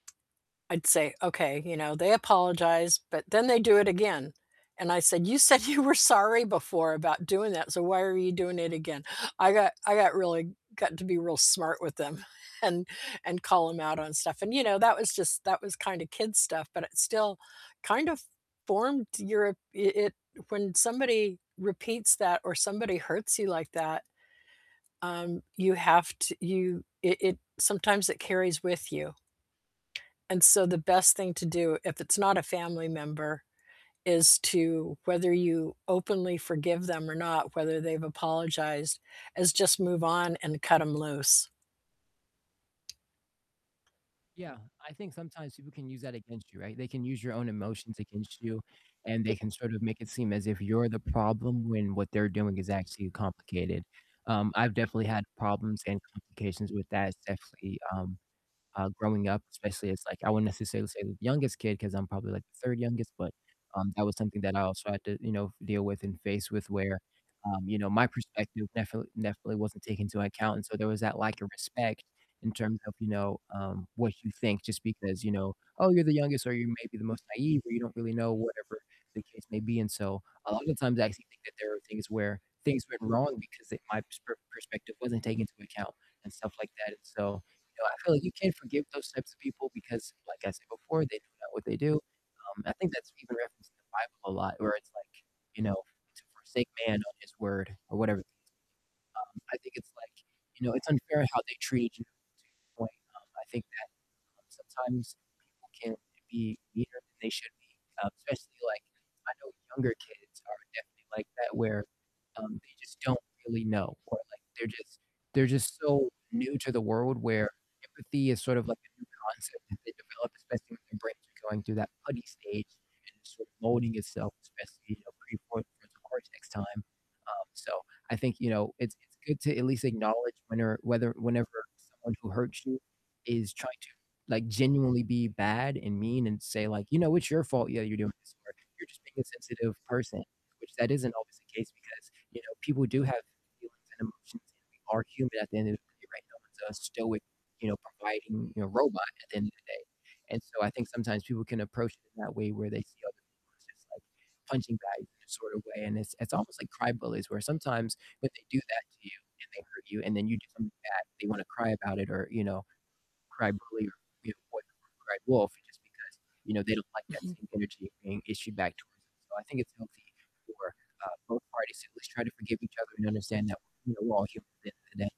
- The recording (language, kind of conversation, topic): English, unstructured, When is it okay to forgive a partner who has hurt you?
- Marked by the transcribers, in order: laughing while speaking: "you"; laughing while speaking: "and"; tapping; other background noise; distorted speech; static; laughing while speaking: "Mhm"